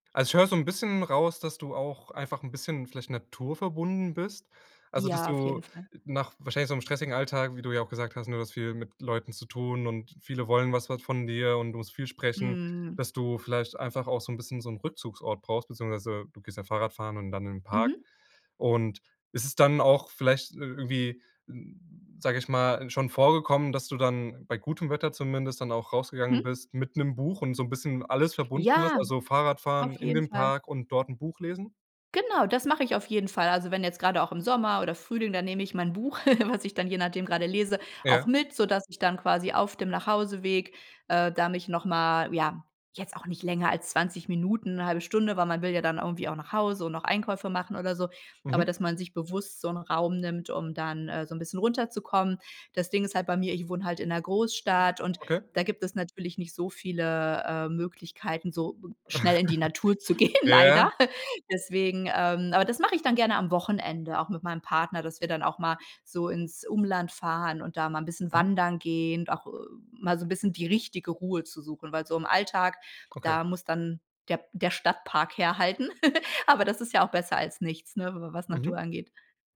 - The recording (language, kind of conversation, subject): German, podcast, Wie schaffst du die Balance zwischen Arbeit und Privatleben?
- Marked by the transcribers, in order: other noise; chuckle; chuckle; laughing while speaking: "gehen"; chuckle; chuckle